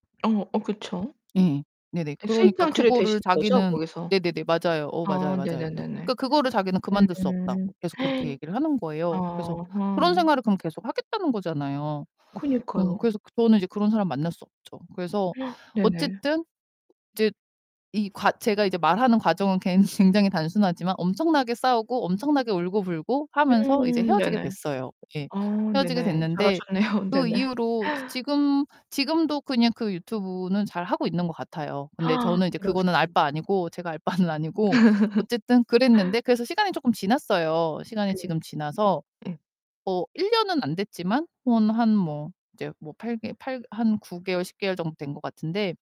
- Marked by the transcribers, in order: other background noise; gasp; gasp; laugh; laughing while speaking: "잘하셨네요"; gasp; distorted speech; laughing while speaking: "제가 알 바는"; laugh
- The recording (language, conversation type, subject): Korean, advice, 배신(불륜·거짓말) 당한 뒤 신뢰를 회복하기가 왜 이렇게 어려운가요?